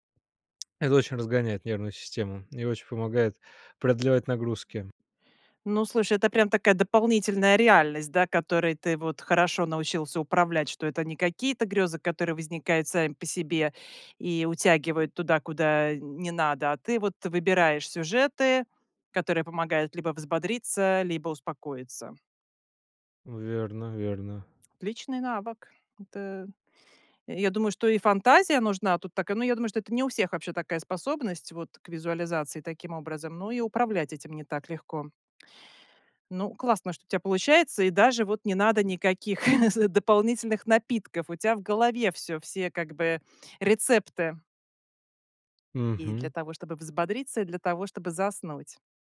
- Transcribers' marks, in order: other background noise; chuckle
- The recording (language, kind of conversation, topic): Russian, podcast, Какие напитки помогают или мешают тебе спать?